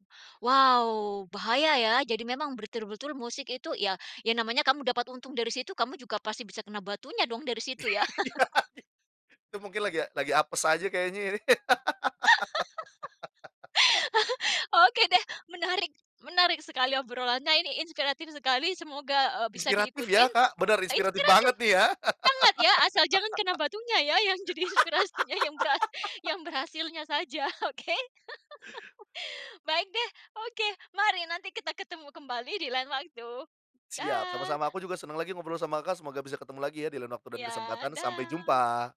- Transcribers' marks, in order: "betul-betul" said as "bertul-betul"; laughing while speaking: "Iya"; laugh; laugh; laughing while speaking: "yang jadi inspirasinya yang berhas"; laugh; laugh
- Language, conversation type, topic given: Indonesian, podcast, Pernahkah ada lagu yang jadi lagu tema hubunganmu, dan bagaimana ceritanya?